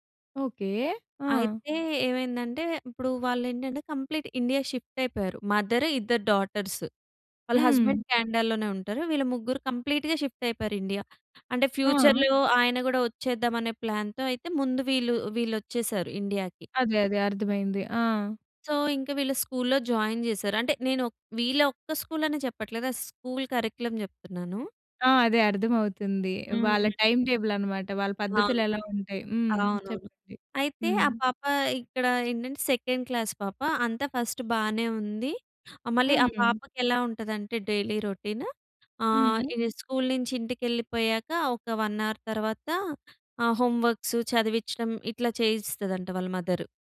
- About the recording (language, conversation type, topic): Telugu, podcast, స్కూల్‌లో మానసిక ఆరోగ్యానికి ఎంత ప్రాధాన్యం ఇస్తారు?
- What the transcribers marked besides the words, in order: in English: "కంప్లీట్"; in English: "షిఫ్ట్"; in English: "మదర్"; in English: "డాటర్స్"; in English: "హస్బాండ్"; in English: "కంప్లీట్‌గా షిఫ్ట్"; in English: "ఫ్యూచర్‌లో"; in English: "సో"; in English: "జాయిన్"; in English: "స్కూలని"; in English: "స్కూల్ కరిక్యులమ్"; in English: "టైమ్ టేబుల్"; other background noise; tapping; in English: "సెకండ్ క్లాస్"; in English: "ఫస్ట్"; in English: "డైలీ రొటీన్"; in English: "స్కూల్"; in English: "వన్ అవర్"; in English: "హోమ్ వర్క్స్"; in English: "మదర్"